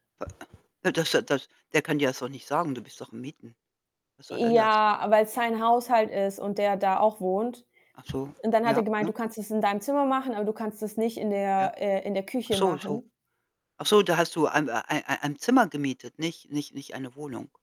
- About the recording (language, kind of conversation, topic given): German, unstructured, Warum ist der Klimawandel immer noch so umstritten?
- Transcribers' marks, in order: other background noise; unintelligible speech; drawn out: "Ja"